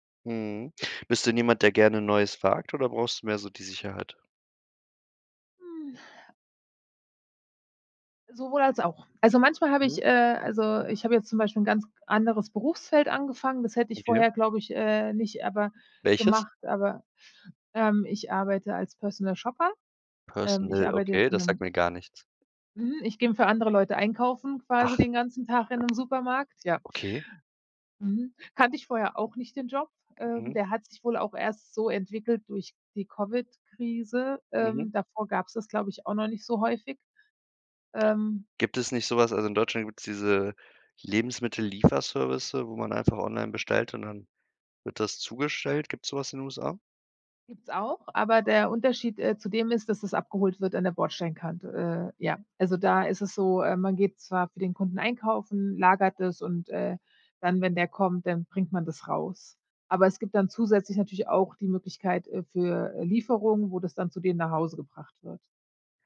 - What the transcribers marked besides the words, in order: other background noise
- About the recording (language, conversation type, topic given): German, podcast, Wie triffst du Entscheidungen bei großen Lebensumbrüchen wie einem Umzug?